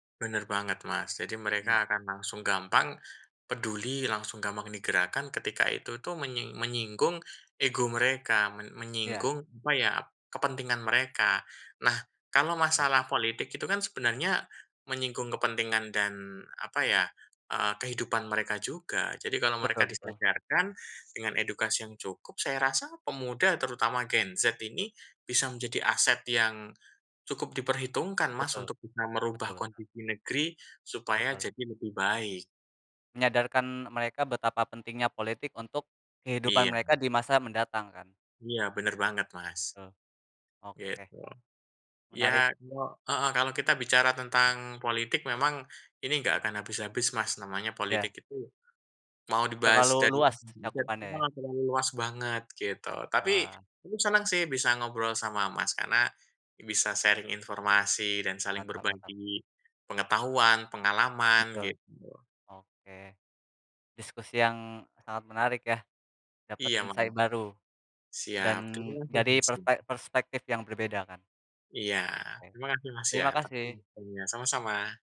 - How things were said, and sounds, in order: other background noise; unintelligible speech; in English: "sharing"; in English: "insight"
- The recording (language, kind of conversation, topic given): Indonesian, unstructured, Bagaimana cara mengajak orang lain agar lebih peduli pada politik?